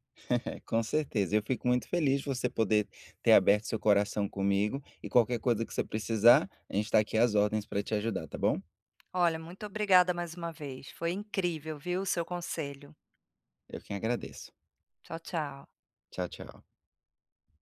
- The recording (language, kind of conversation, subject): Portuguese, advice, Quais técnicas de respiração posso usar para autorregular minhas emoções no dia a dia?
- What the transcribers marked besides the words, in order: giggle